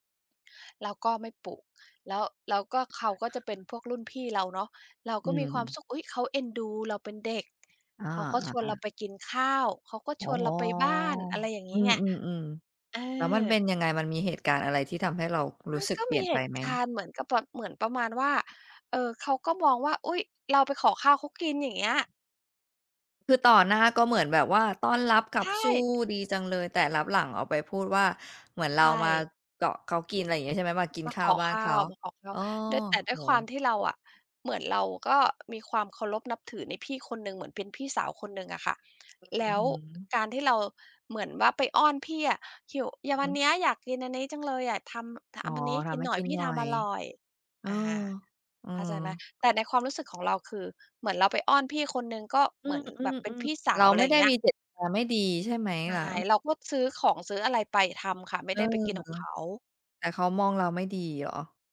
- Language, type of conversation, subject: Thai, advice, ทำไมฉันถึงรู้สึกโดดเดี่ยวแม้อยู่กับกลุ่มเพื่อน?
- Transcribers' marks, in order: tapping; unintelligible speech; other background noise; drawn out: "อ๋อ"; drawn out: "โอ้"; put-on voice: "อย่างวันเนี้ย อยากกินอันนี้จังเลย อยากทำ ทำอันนี้ให้กินหน่อย พี่ทำอร่อย"